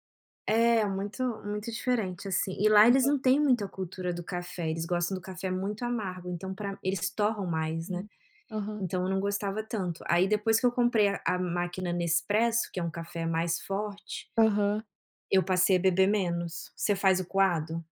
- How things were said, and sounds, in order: unintelligible speech; tapping
- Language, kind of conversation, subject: Portuguese, unstructured, Qual é o seu truque para manter a energia ao longo do dia?